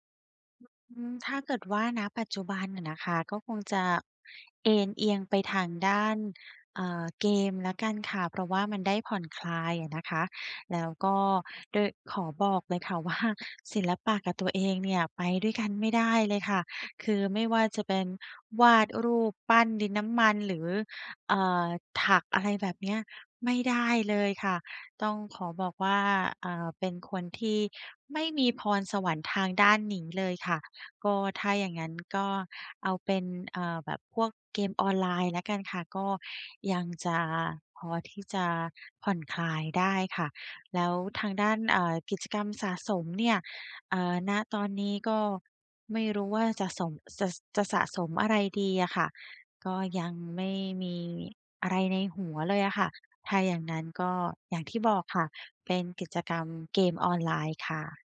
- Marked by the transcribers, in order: laughing while speaking: "ว่า"; other background noise; tapping
- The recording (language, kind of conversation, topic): Thai, advice, ฉันจะเริ่มค้นหาความชอบส่วนตัวของตัวเองได้อย่างไร?